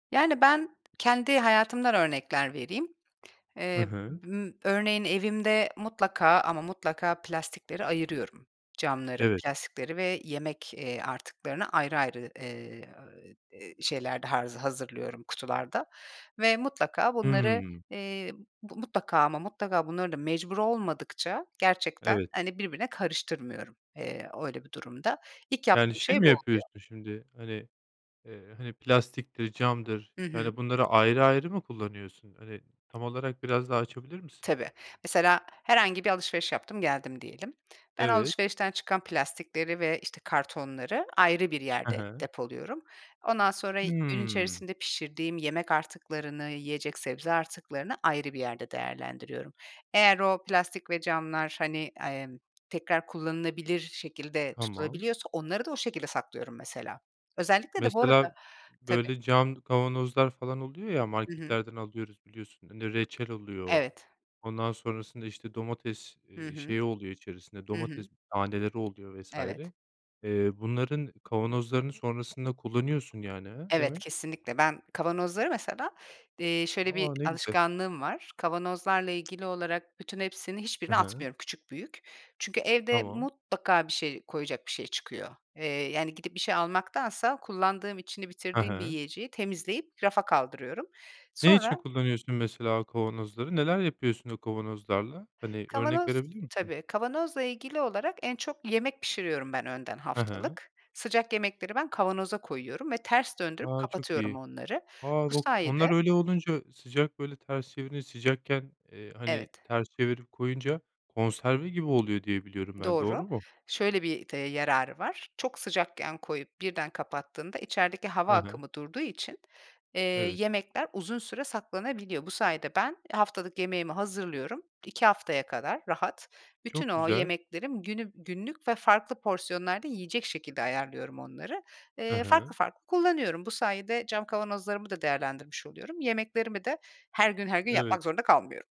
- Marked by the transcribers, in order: other background noise
- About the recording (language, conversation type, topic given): Turkish, podcast, Doğayı korumak için bireyler ne yapmalı?